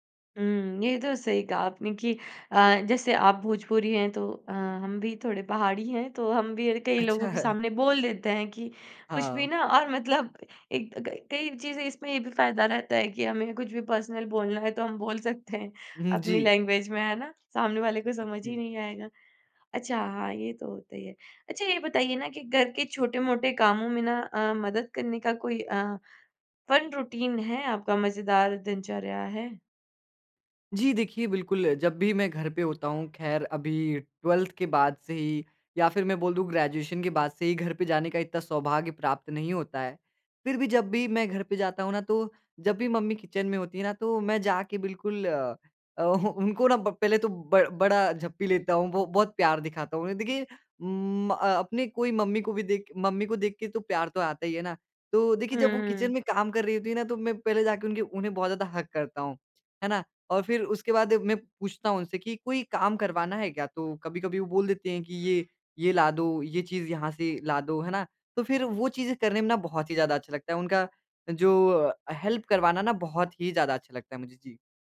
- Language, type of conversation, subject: Hindi, podcast, घर की छोटी-छोटी परंपराएँ कौन सी हैं आपके यहाँ?
- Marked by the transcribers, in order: chuckle; in English: "पर्सनल"; laughing while speaking: "हैं"; in English: "लैंग्वेज"; other background noise; in English: "फन रूटीन"; horn; in English: "ट्वेल्फ्थ"; in English: "किचन"; chuckle; in English: "किचन"; tapping; in English: "हग"; in English: "हेल्प"